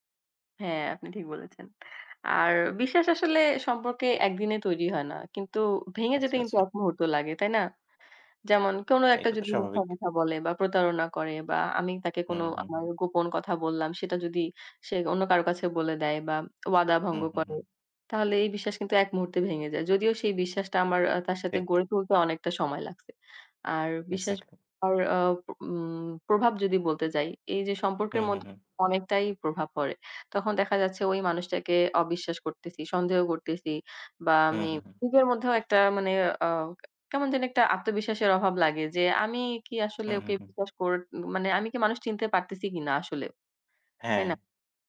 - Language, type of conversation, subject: Bengali, unstructured, সম্পর্কে বিশ্বাস কেন এত গুরুত্বপূর্ণ বলে তুমি মনে করো?
- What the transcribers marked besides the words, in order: other background noise; tapping